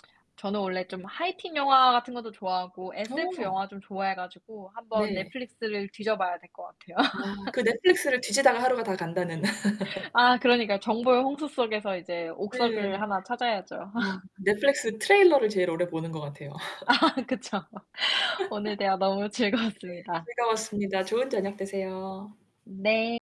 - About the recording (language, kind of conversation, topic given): Korean, unstructured, 책과 영화 중 어떤 매체로 이야기를 즐기시나요?
- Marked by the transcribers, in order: in English: "High Teen"; laugh; laugh; laugh; laughing while speaking: "아, 그쵸. 오늘 대화 너무 즐거웠습니다"; distorted speech